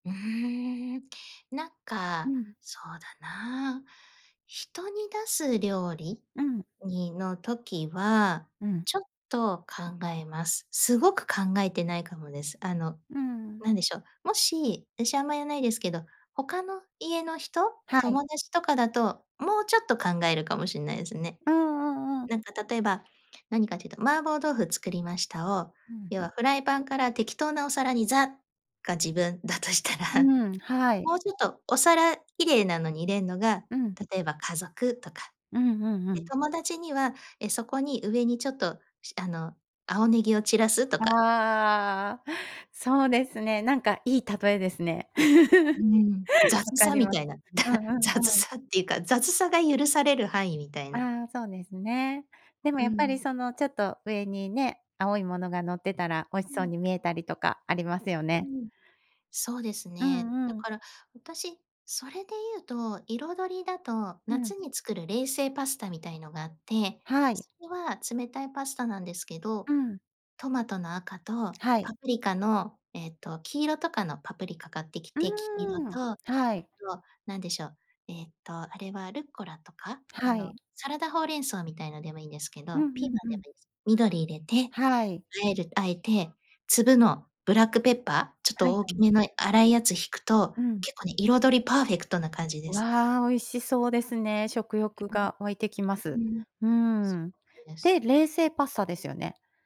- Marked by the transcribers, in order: other background noise; laugh; other noise
- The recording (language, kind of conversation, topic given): Japanese, podcast, 料理で一番幸せを感じる瞬間は？